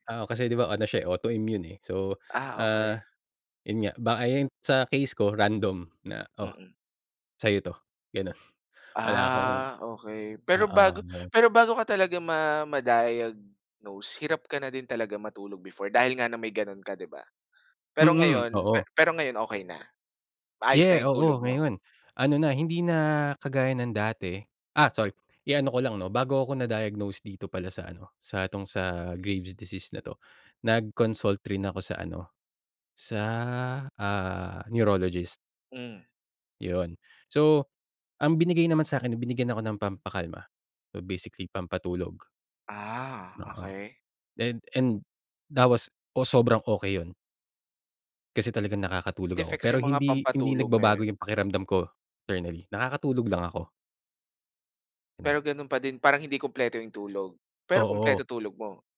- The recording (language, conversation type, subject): Filipino, podcast, Ano ang papel ng pagtulog sa pamamahala ng stress mo?
- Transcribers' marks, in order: in English: "autoimmune"; laughing while speaking: "Gano'n"; in English: "Graves disease"; in English: "internally"; unintelligible speech